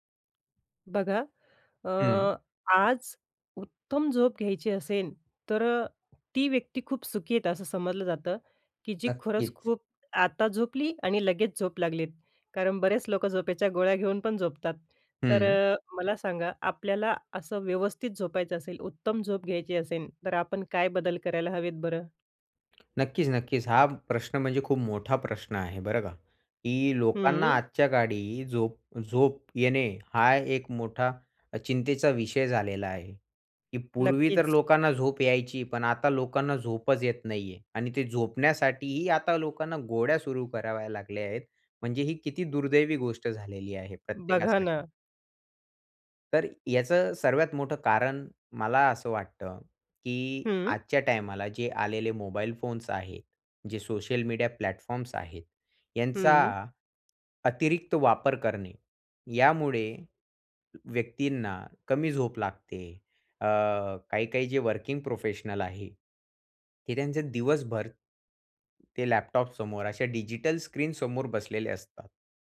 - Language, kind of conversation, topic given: Marathi, podcast, उत्तम झोपेसाठी घरात कोणते छोटे बदल करायला हवेत?
- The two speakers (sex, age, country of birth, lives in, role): female, 30-34, India, India, host; male, 20-24, India, India, guest
- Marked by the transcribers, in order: tapping; in English: "प्लॅटफॉर्म्स"; in English: "वर्किंग प्रोफेशनल"; other background noise